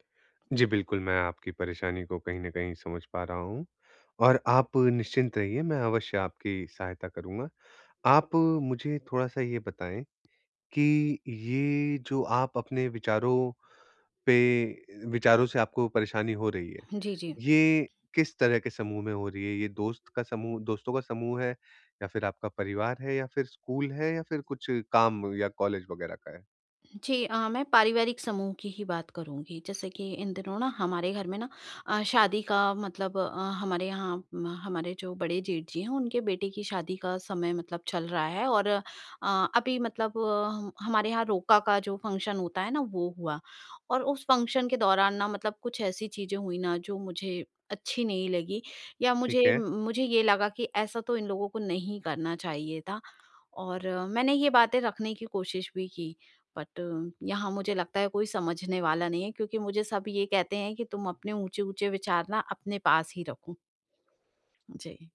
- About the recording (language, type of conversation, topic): Hindi, advice, समूह में जब सबकी सोच अलग हो, तो मैं अपनी राय पर कैसे कायम रहूँ?
- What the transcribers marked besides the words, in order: tapping; in English: "फ़ंक्शन"; in English: "फ़ंक्शन"; other background noise; in English: "बट"